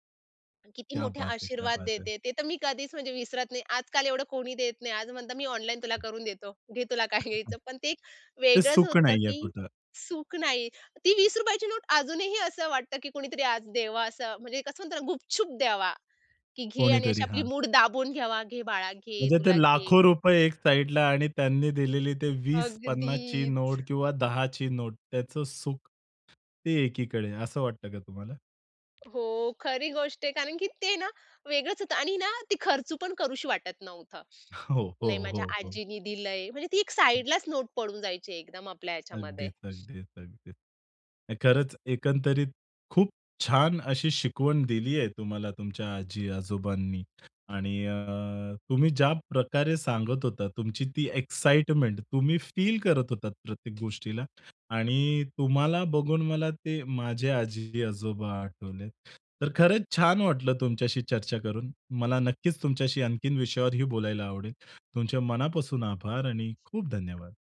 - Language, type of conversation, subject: Marathi, podcast, दादा-आजींकडून काय शिकलात, ते आजही करता का?
- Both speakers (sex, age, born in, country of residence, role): female, 30-34, India, India, guest; male, 30-34, India, India, host
- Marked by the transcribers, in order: in Hindi: "क्या बात है! क्या बात है!"; other noise; other background noise; laughing while speaking: "काय घ्यायचं"; joyful: "अगदीच"; drawn out: "अगदीच"; tapping; chuckle; in English: "एक्साईटमेंट"